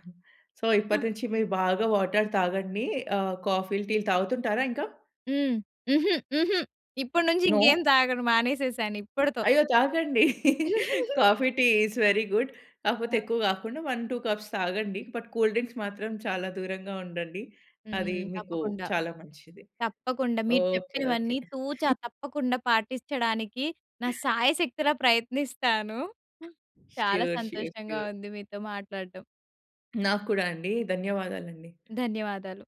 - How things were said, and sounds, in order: in English: "సో"; in English: "వాటర్"; other background noise; in English: "నో!"; tapping; chuckle; in English: "కాఫీ, టీ ఇస్ వెరీ గుడ్"; giggle; in English: "వన్, టూ కప్స్"; in English: "బట్ కూల్ డ్రింక్స్"; giggle; in English: "ష్యూర్. ష్యూర్. ష్యూర్"
- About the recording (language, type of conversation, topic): Telugu, podcast, డీహైడ్రేషన్‌ను గుర్తించి తగినంత నీళ్లు తాగేందుకు మీరు పాటించే సూచనలు ఏమిటి?